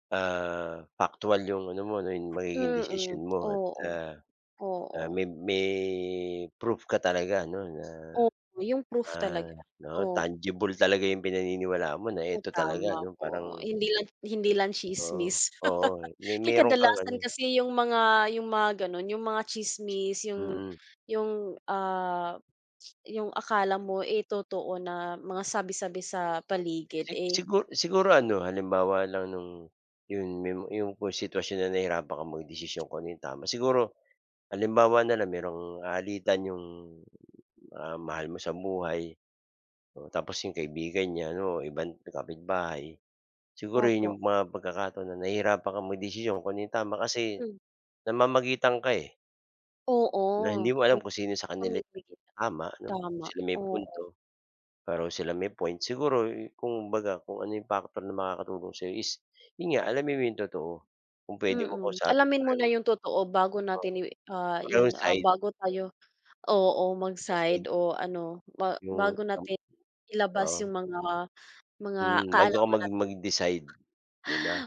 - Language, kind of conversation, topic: Filipino, unstructured, Paano mo pinipili kung alin ang tama o mali?
- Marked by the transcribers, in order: tapping; laugh